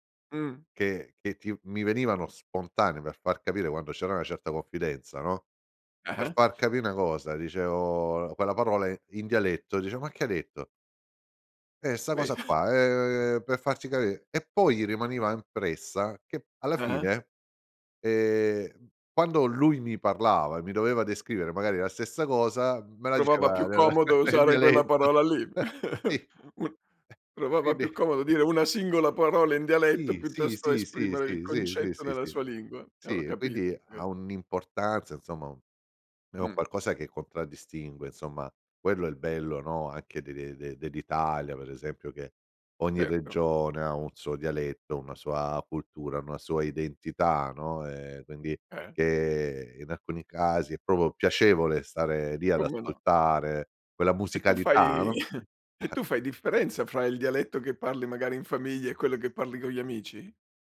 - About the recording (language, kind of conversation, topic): Italian, podcast, Che ruolo ha il dialetto nella tua identità?
- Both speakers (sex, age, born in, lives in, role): male, 50-54, Germany, Italy, guest; male, 60-64, Italy, Italy, host
- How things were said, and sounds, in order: unintelligible speech; "rimaneva" said as "rimaniva"; "impressa" said as "mpressa"; tapping; chuckle; laughing while speaking: "nel dialetto"; chuckle; "insomma" said as "inzomma"; "insomma" said as "inzomma"; "suo" said as "zuo"; "proprio" said as "propo"; other background noise; sneeze; chuckle